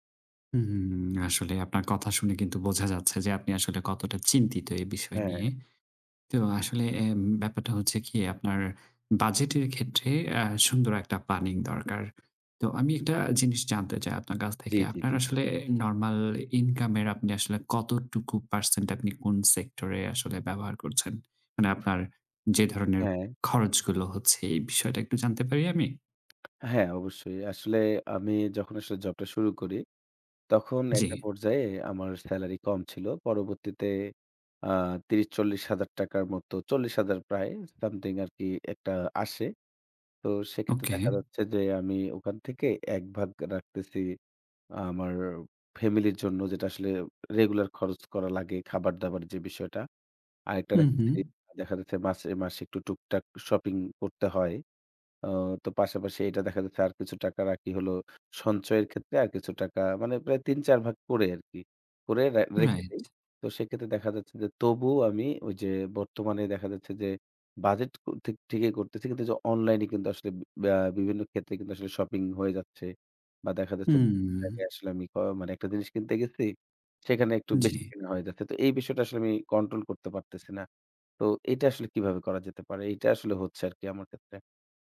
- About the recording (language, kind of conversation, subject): Bengali, advice, প্রতিমাসে বাজেট বানাই, কিন্তু সেটা মানতে পারি না
- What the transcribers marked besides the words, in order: other background noise; in English: "something"